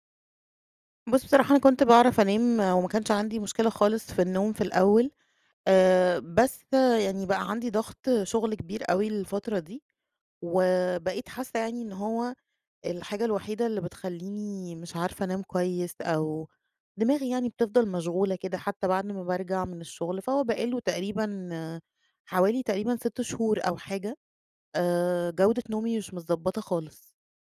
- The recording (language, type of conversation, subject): Arabic, advice, إزاي أقدر أبني روتين ليلي ثابت يخلّيني أنام أحسن؟
- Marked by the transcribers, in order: none